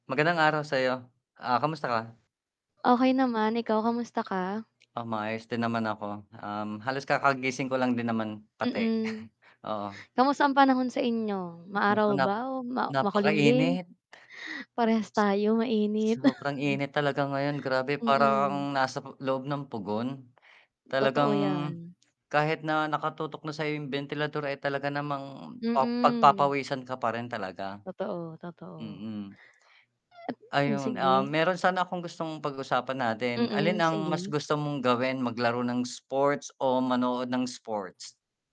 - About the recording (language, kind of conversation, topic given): Filipino, unstructured, Alin ang mas gusto mong gawin: maglaro ng palakasan o manood ng palakasan?
- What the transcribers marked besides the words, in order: static; mechanical hum; inhale; chuckle; other background noise; laughing while speaking: "parehas tayo mainit"; chuckle; inhale; inhale